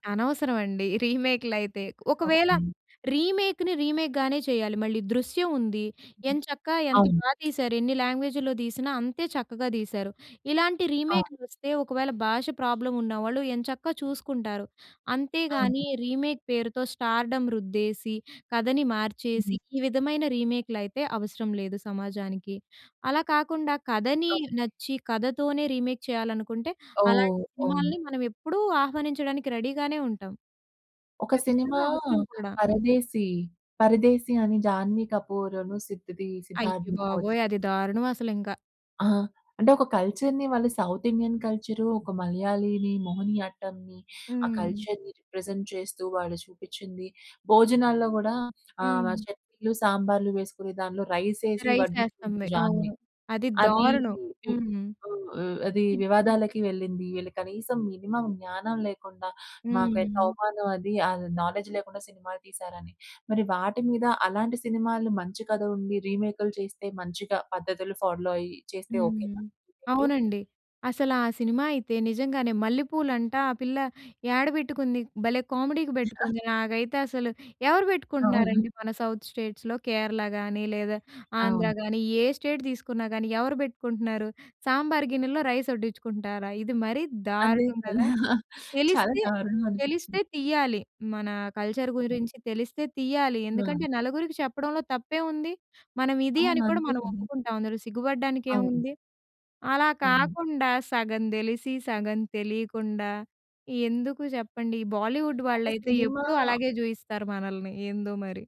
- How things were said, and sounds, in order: chuckle; in English: "రీమేక్‌ని రీమేక్"; tapping; in English: "ప్రాబ్లమ్"; in English: "రీమేక్"; in English: "స్టార్‌డ‌మ్"; in English: "రీమేక్"; in English: "రెడీ"; in English: "కల్చర్‌ని"; in English: "సౌత్"; horn; in English: "కల్చర్‌ని, రిప్రజెంట్"; in English: "రైస్"; in English: "రైస్"; in English: "మినిమమ్"; in English: "నాలెడ్జ్"; in English: "ఫాలో"; unintelligible speech; in English: "కామెడీకి"; chuckle; in English: "సౌత్ స్టేట్స్‌లో"; in English: "స్టేట్"; in English: "రైస్"; laughing while speaking: "చాలా, చాలా దారుణంమనిపించింది"; in English: "కల్చర్"; other background noise; in English: "బాలీవుడ్"
- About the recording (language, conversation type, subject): Telugu, podcast, రీమేక్‌లు సాధారణంగా అవసరమని మీరు నిజంగా భావిస్తారా?